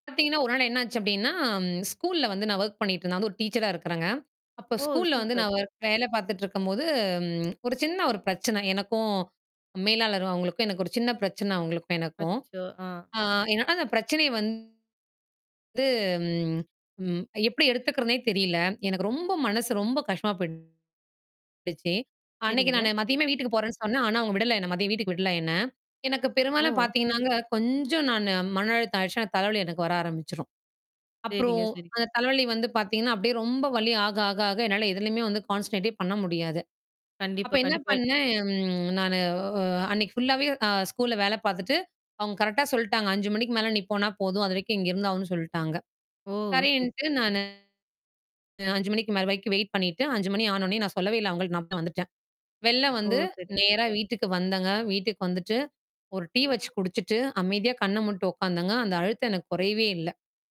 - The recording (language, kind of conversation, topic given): Tamil, podcast, அழுத்தம் வந்தால் அதை நீங்கள் பொதுவாக எப்படி சமாளிப்பீர்கள்?
- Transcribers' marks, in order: drawn out: "அப்படின்னா"; in English: "வொர்க்"; tapping; mechanical hum; drawn out: "இருக்கும்போது"; distorted speech; in English: "கான்சன்ட்ரேட்டே"; other background noise